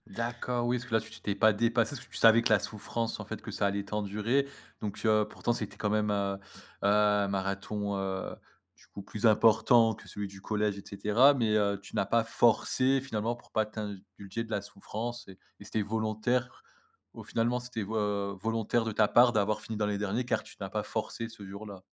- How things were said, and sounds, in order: stressed: "forcé"
- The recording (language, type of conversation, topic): French, podcast, Comment as-tu commencé la course à pied ?